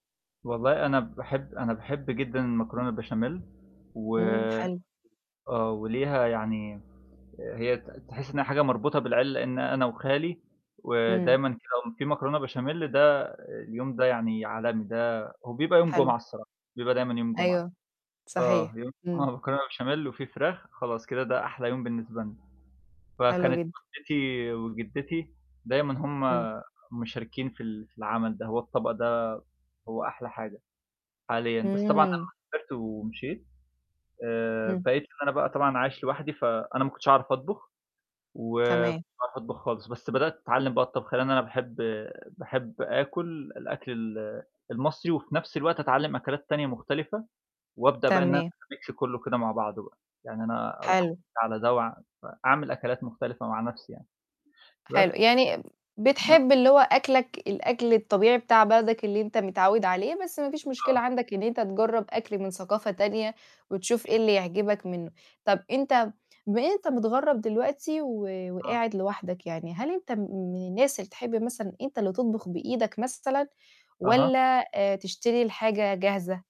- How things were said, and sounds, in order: mechanical hum; unintelligible speech; distorted speech; in English: "أميكس"
- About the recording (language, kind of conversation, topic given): Arabic, unstructured, إيه الذكريات اللي بتربطها بطبق معيّن؟
- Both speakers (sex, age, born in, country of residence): female, 30-34, Egypt, Portugal; male, 20-24, Egypt, Spain